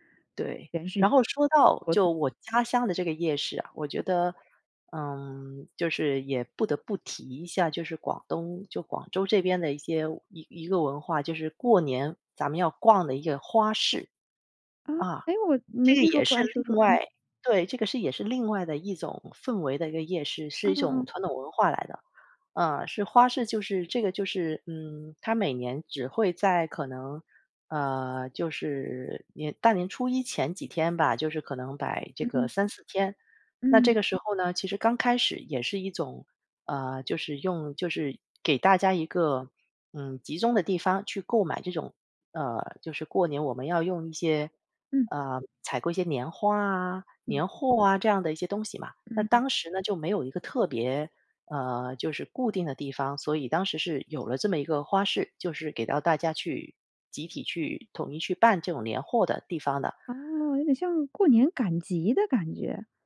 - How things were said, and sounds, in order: other background noise
- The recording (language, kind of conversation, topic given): Chinese, podcast, 你会如何向别人介绍你家乡的夜市？